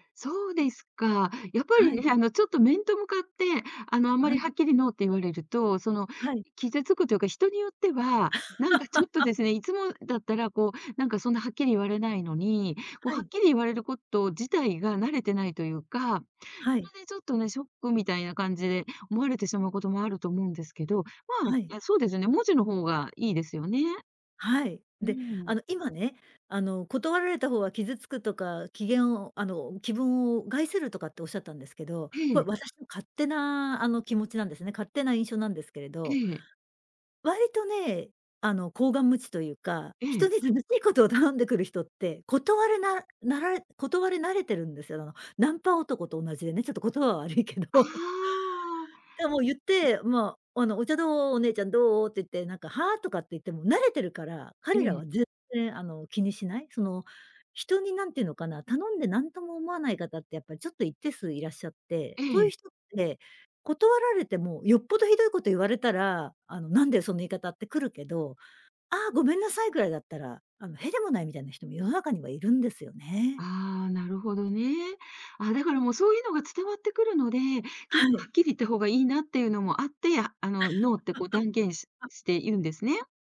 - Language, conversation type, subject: Japanese, podcast, 「ノー」と言うのは難しい？どうしてる？
- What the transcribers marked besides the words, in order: laugh; laughing while speaking: "悪いけど"; laugh; laugh